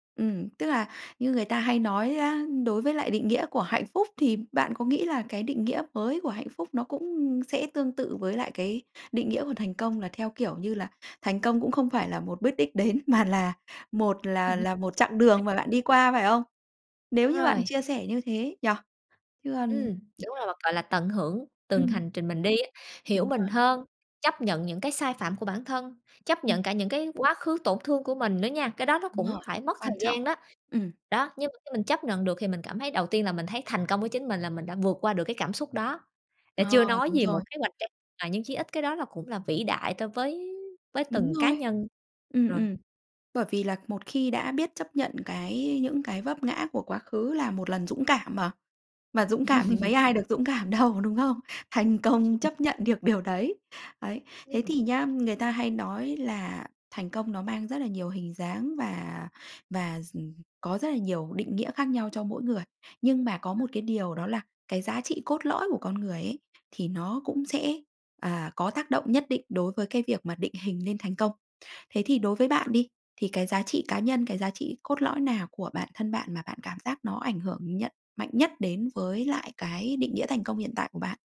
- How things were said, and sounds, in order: tapping; unintelligible speech; other background noise; laugh; laughing while speaking: "Thành công"
- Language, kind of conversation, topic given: Vietnamese, podcast, Bạn định nghĩa thành công cho bản thân như thế nào?